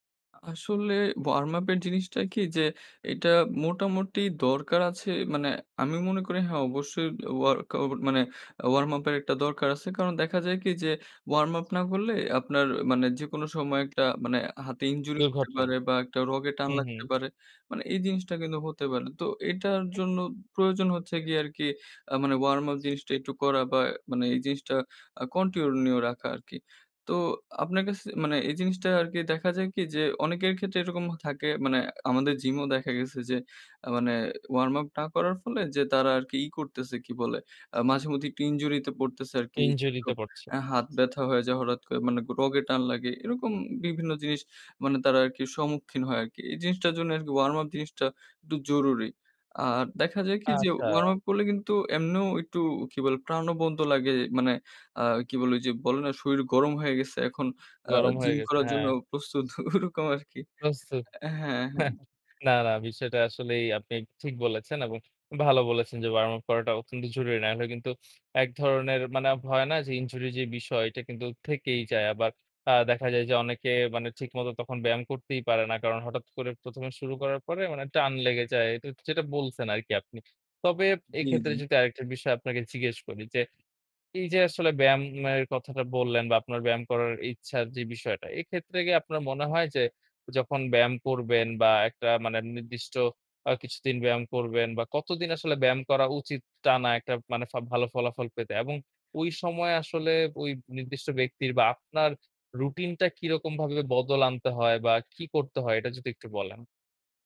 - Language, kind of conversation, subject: Bengali, podcast, আপনি কীভাবে নিয়মিত হাঁটা বা ব্যায়াম চালিয়ে যান?
- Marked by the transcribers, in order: other background noise; tapping; in English: "কন্টিনিউ"; "প্রাণওবন্ত" said as "প্রাণওবন্দ"; lip smack; laughing while speaking: "ওরকম আর কি"